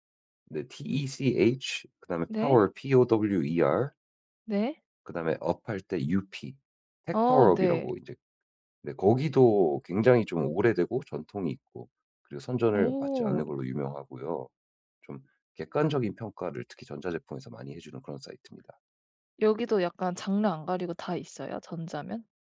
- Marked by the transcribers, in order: in English: "TECH"; in English: "파워 POWER"; in English: "업할"; in English: "UP"; other background noise
- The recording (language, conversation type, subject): Korean, advice, 쇼핑할 때 결정을 미루지 않으려면 어떻게 해야 하나요?